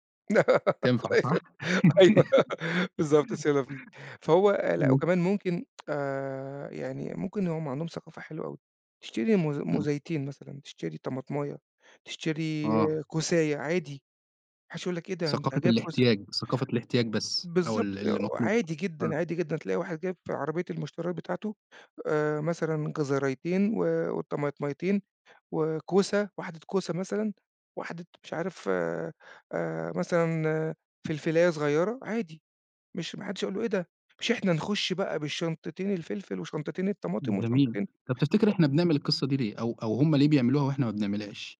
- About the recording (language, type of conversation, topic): Arabic, podcast, إنت بتتصرّف إزاي مع بواقي الأكل: بتستفيد بيها ولا بترميها؟
- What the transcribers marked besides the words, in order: laugh; tapping; laughing while speaking: "الله يخلّي. أيوه"; laugh; in French: "C'est la vie"; laugh